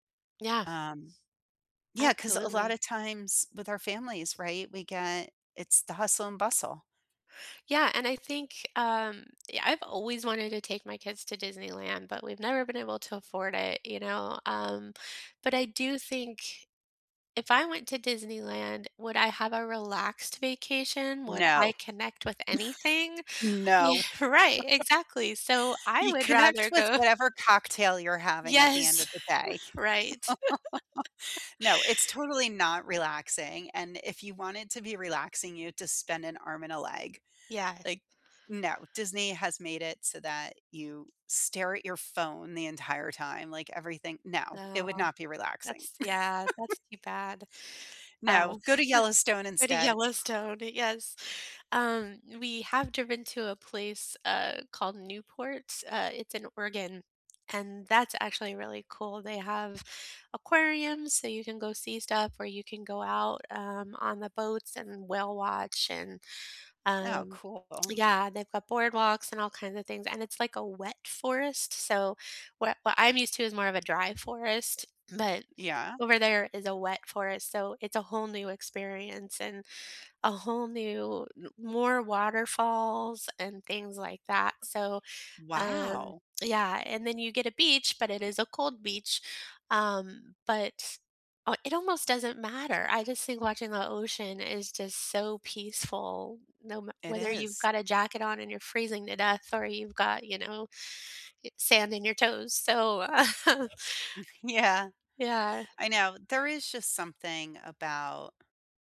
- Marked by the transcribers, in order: tapping; chuckle; laughing while speaking: "go"; other background noise; chuckle; chuckle; chuckle; laughing while speaking: "Yeah"; laugh
- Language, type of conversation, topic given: English, unstructured, How does nature help improve our mental health?
- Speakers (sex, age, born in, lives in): female, 50-54, United States, United States; female, 50-54, United States, United States